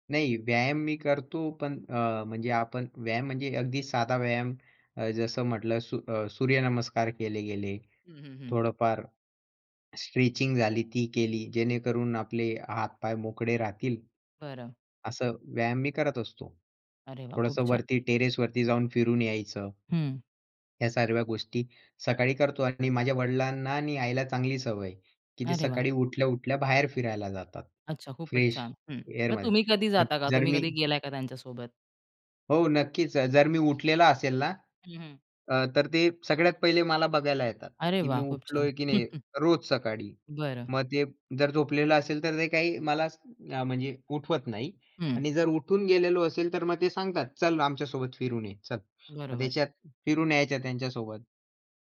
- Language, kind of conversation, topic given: Marathi, podcast, सकाळी उठल्यावर तुमचे पहिले पाच मिनिटे कशात जातात?
- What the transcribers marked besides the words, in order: in English: "स्ट्रेचिंग"; in English: "टेरेसवरती"; "सर्व" said as "सर्व्या"; in English: "फ्रेश"; tapping; other background noise; chuckle